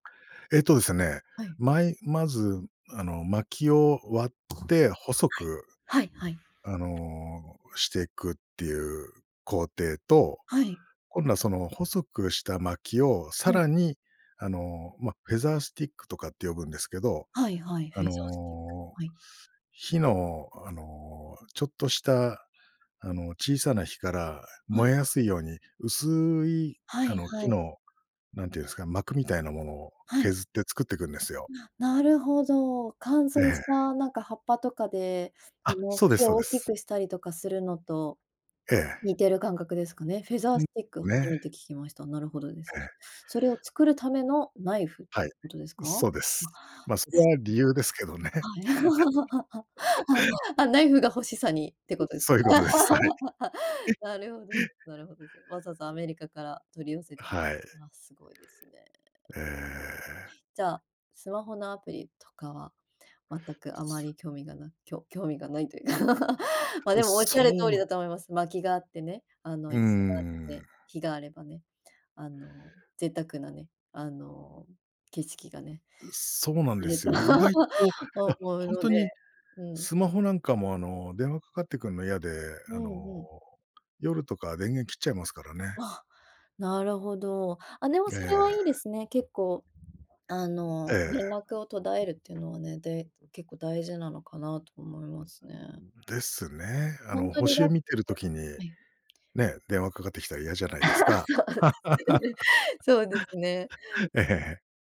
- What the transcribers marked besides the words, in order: tapping; other noise; laugh; unintelligible speech; laugh; laugh; laugh; laughing while speaking: "あると思うので"; laughing while speaking: "あ、そうですね"; laugh
- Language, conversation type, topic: Japanese, podcast, 自然観察を楽しむためのおすすめの方法はありますか？